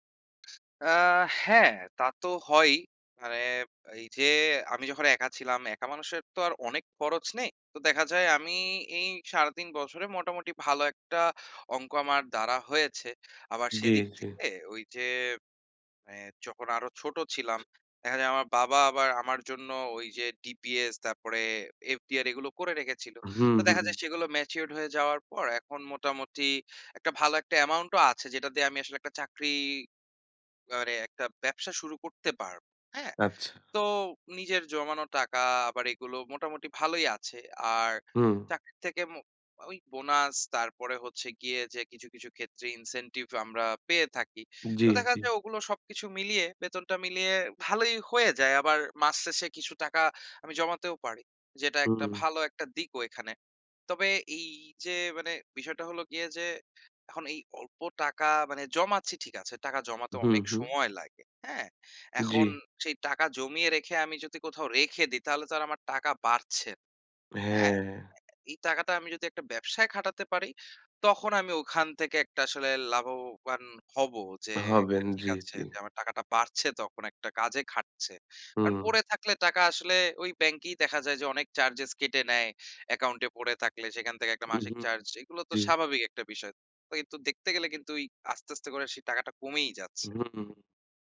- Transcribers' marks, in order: blowing; wind; in English: "ম্যাচিউরড"; in English: "ইনসেনটিভ"; inhale; drawn out: "হ্যাঁ"; inhale; inhale; in English: "চার্জেস"; inhale
- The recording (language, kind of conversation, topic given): Bengali, advice, নিরাপদ চাকরি নাকি অর্থপূর্ণ ঝুঁকি—দ্বিধায় আছি